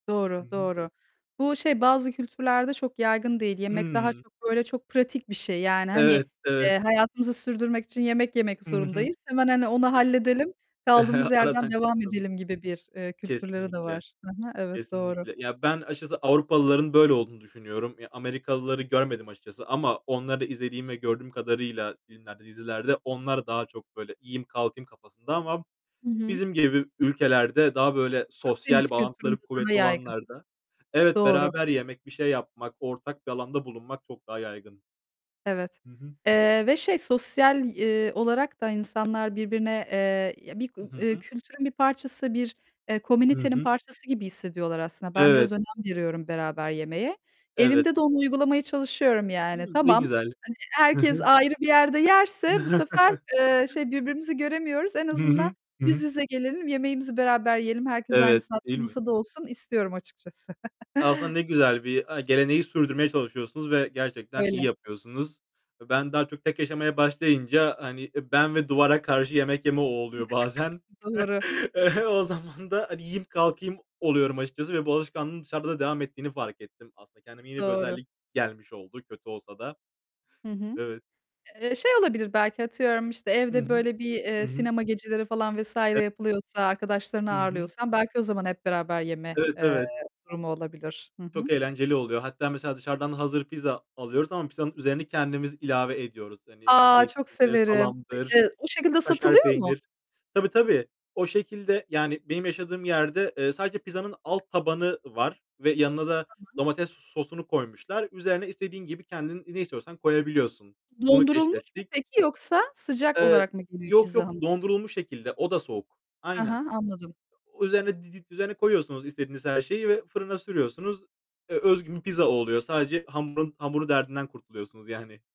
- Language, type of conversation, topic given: Turkish, unstructured, Yemek yapmayı mı yoksa dışarıda yemeyi mi tercih edersiniz?
- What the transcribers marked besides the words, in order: distorted speech; laughing while speaking: "Evet, evet"; laughing while speaking: "Hı hı"; giggle; tapping; chuckle; giggle; chuckle; laughing while speaking: "E, o zaman da"